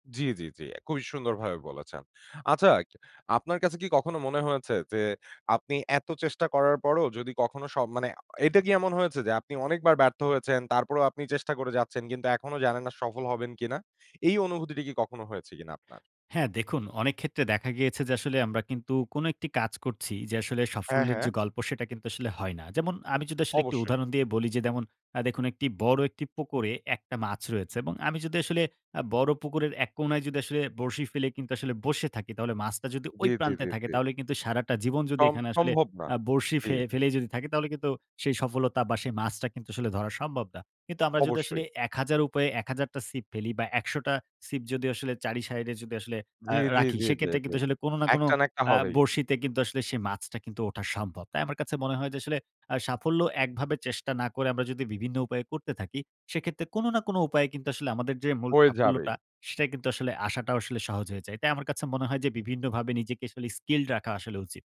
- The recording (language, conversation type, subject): Bengali, podcast, আসলে সফলতা আপনার কাছে কী মানে?
- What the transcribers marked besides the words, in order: "যেমন" said as "দেমুন"; "side" said as "শাইডে"